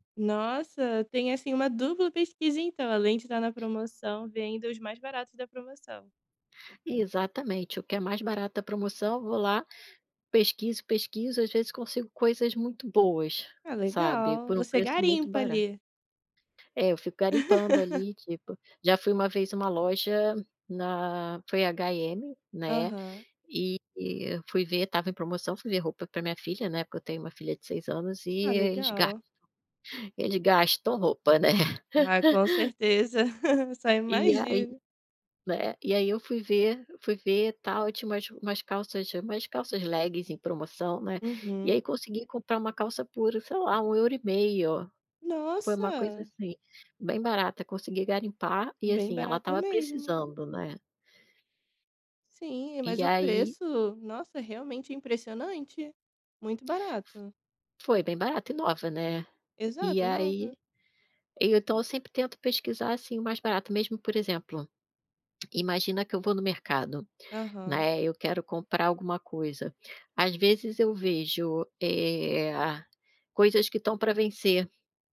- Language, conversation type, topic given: Portuguese, podcast, Como você decide quando gastar e quando economizar dinheiro?
- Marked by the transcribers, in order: tapping; laugh; laugh; chuckle; in English: "leggings"